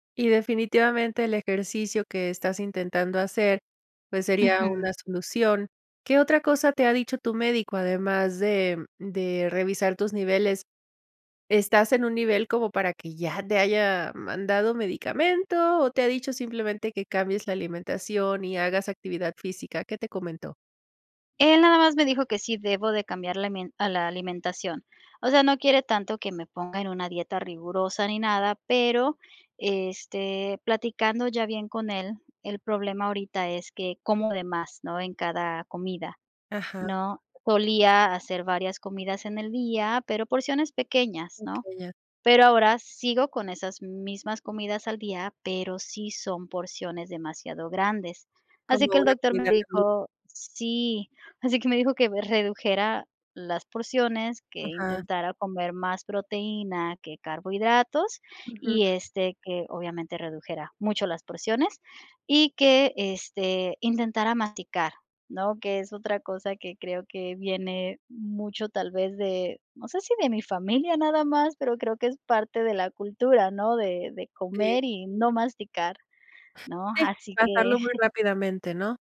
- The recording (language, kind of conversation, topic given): Spanish, advice, ¿Qué cambio importante en tu salud personal está limitando tus actividades?
- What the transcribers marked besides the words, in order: unintelligible speech; chuckle